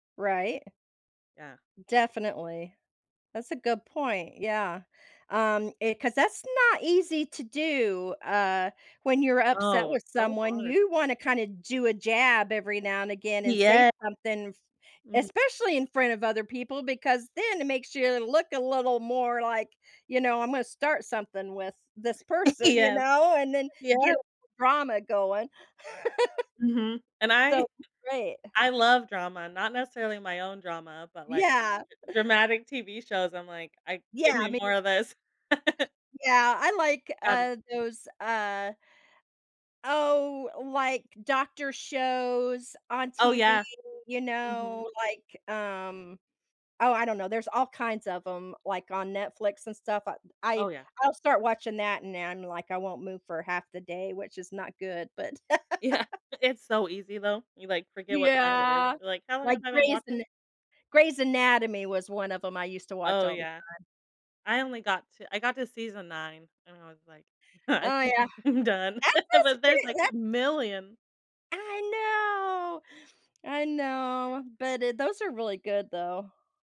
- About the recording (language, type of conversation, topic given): English, unstructured, How does revisiting old memories change our current feelings?
- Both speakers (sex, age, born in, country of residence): female, 30-34, United States, United States; female, 60-64, United States, United States
- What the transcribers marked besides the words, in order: laughing while speaking: "Yep"; chuckle; laugh; other background noise; unintelligible speech; laugh; laughing while speaking: "Yeah"; laugh; tapping; laughing while speaking: "I think I'm done, but there's"; drawn out: "know"